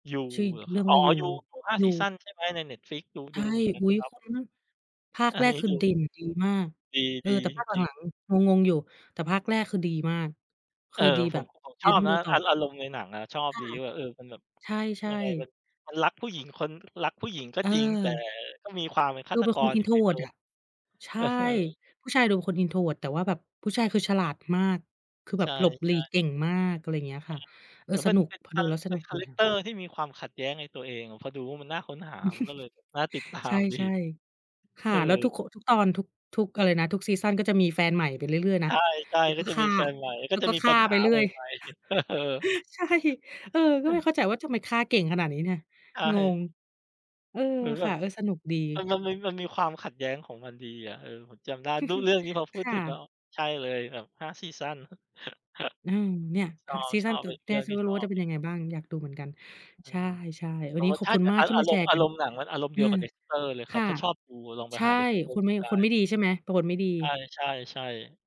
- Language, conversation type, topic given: Thai, unstructured, คุณชอบดูหนังแนวไหน และทำไมถึงชอบแนวนั้น?
- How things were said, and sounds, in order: laughing while speaking: "เออ"; chuckle; laughing while speaking: "ตามดี"; chuckle; laughing while speaking: "ใช่"; chuckle; laughing while speaking: "เออ"; other background noise; laughing while speaking: "ใช่"; chuckle; chuckle; unintelligible speech